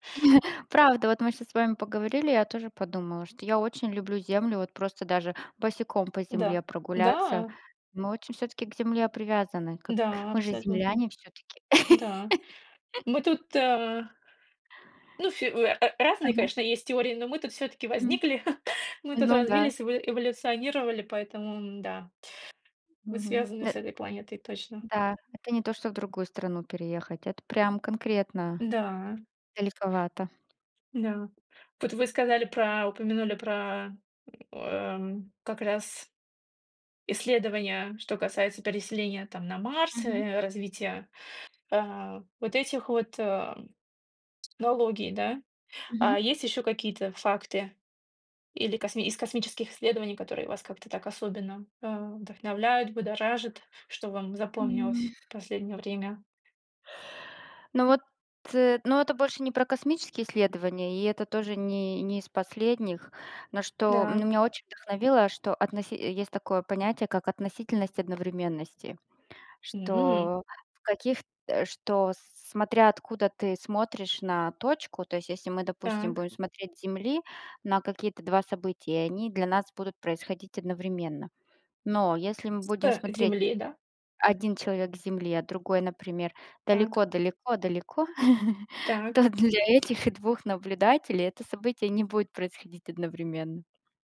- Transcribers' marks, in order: chuckle; laugh; chuckle; tapping; other background noise; "технологий" said as "налогий"; "если" said as "еси"; chuckle; laughing while speaking: "то для этих"
- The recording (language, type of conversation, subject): Russian, unstructured, Почему людей интересуют космос и исследования планет?